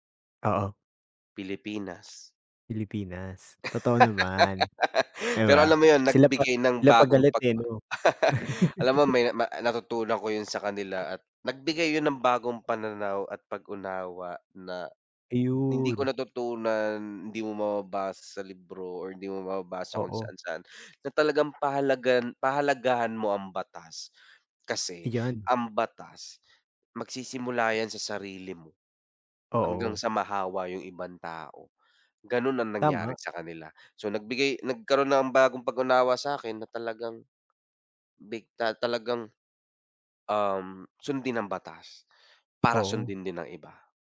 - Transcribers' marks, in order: laugh; laugh; laugh; dog barking; "bigla" said as "bigta"
- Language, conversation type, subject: Filipino, unstructured, Ano ang natutuhan mo sa paglalakbay na hindi mo matutuhan sa mga libro?
- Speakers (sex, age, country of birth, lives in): male, 25-29, Philippines, Philippines; male, 25-29, Philippines, United States